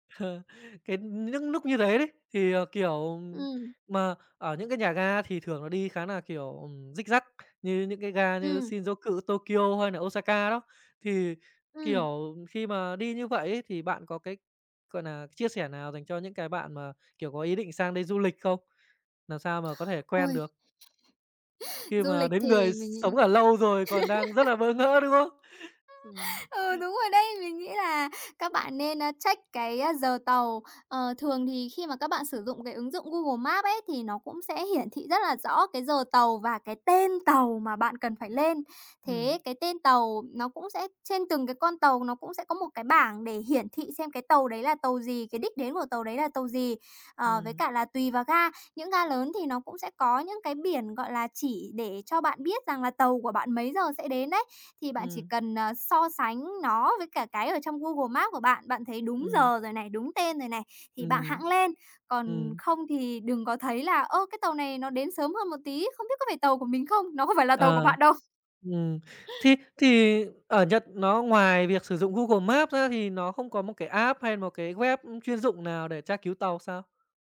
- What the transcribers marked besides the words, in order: chuckle; other background noise; "Làm" said as "nàm"; laugh; tapping; in English: "app"
- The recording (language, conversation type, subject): Vietnamese, podcast, Bạn có thể kể về một lần bạn bất ngờ trước văn hóa địa phương không?